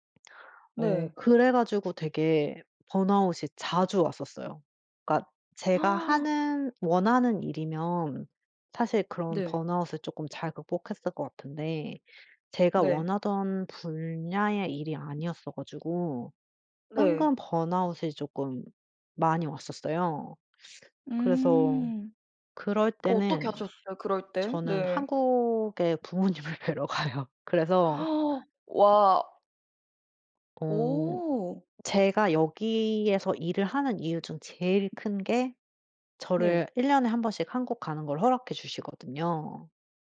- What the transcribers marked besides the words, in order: gasp; other background noise; tapping; laughing while speaking: "부모님을 뵈러 가요"; gasp
- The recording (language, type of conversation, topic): Korean, podcast, 일과 삶의 균형은 보통 어떻게 챙기시나요?